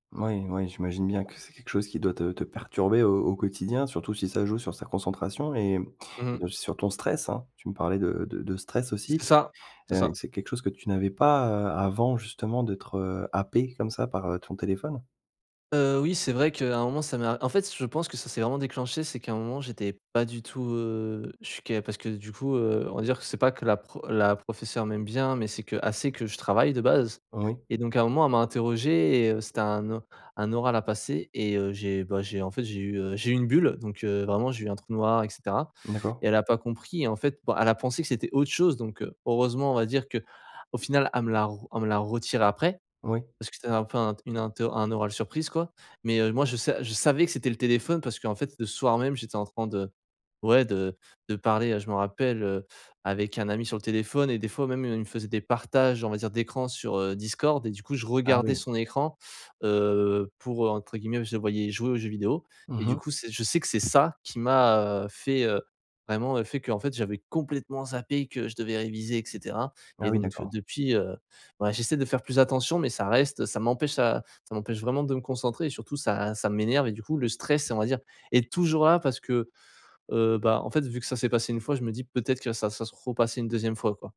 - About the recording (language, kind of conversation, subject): French, advice, Comment les distractions constantes de votre téléphone vous empêchent-elles de vous concentrer ?
- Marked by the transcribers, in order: other background noise; stressed: "happé"; tapping; stressed: "complètement"